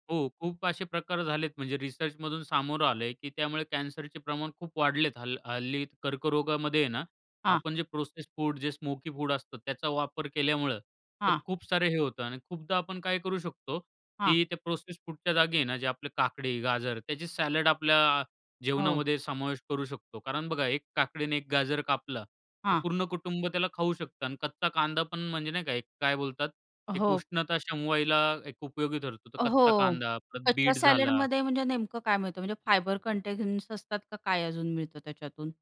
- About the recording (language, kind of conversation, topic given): Marathi, podcast, बजेटमध्ये आरोग्यदायी अन्न खरेदी कशी कराल?
- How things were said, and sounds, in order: in English: "प्रोसेस्ड फूड"; in English: "स्मोकी फूड"; in English: "प्रोसेस्ड फूडच्या"; in English: "सॅलड"